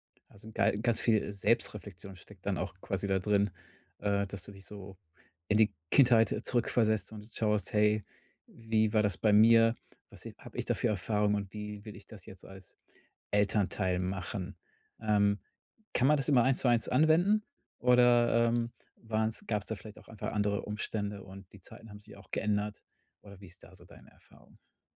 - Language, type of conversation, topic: German, podcast, Wie könnt ihr als Paar Erziehungsfragen besprechen, ohne dass es zum Streit kommt?
- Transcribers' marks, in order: none